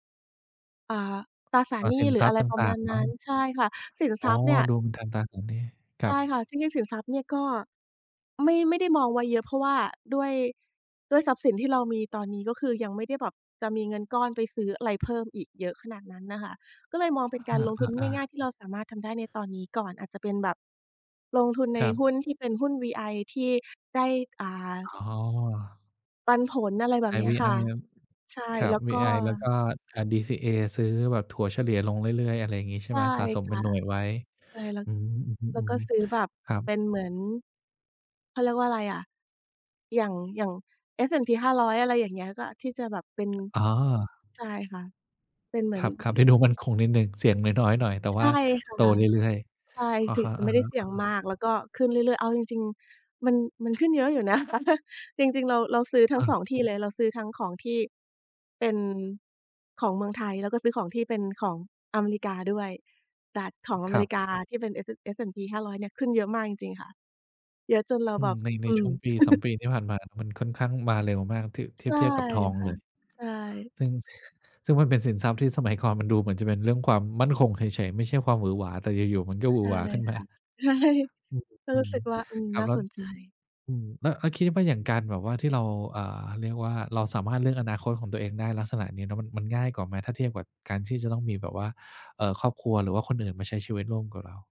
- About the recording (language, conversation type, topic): Thai, podcast, คุณตั้งเป้าหมายชีวิตยังไงให้ไปถึงจริงๆ?
- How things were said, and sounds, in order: tapping; other noise; laughing while speaking: "นะคะ"; laugh; laughing while speaking: "ใช่"